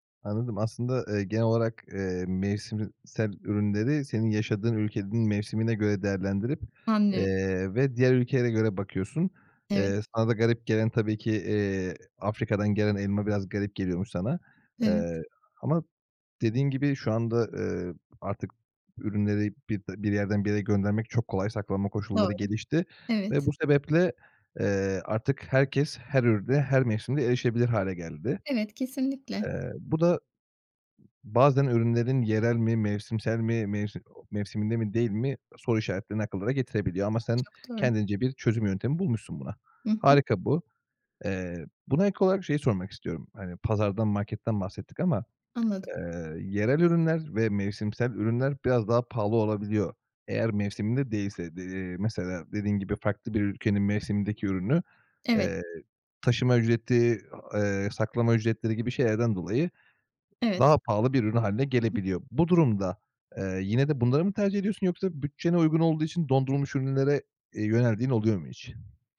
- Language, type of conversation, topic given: Turkish, podcast, Yerel ve mevsimlik yemeklerle basit yaşam nasıl desteklenir?
- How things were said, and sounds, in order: tsk; exhale